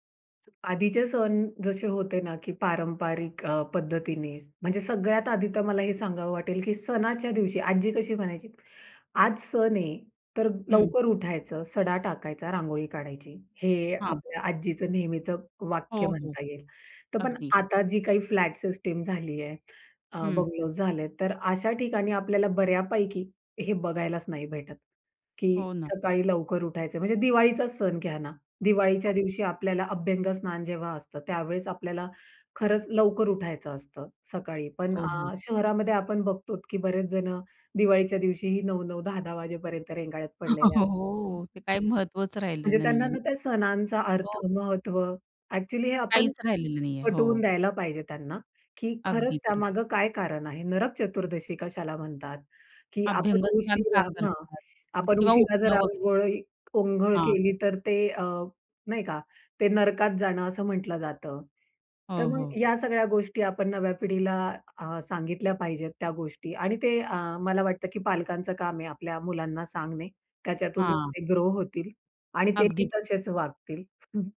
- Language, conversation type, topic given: Marathi, podcast, सणांच्या दिवसांतील तुमची सर्वात आवडती जेवणाची आठवण कोणती आहे?
- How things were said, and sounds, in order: other noise; other background noise; chuckle; unintelligible speech; tapping; in English: "ग्रो"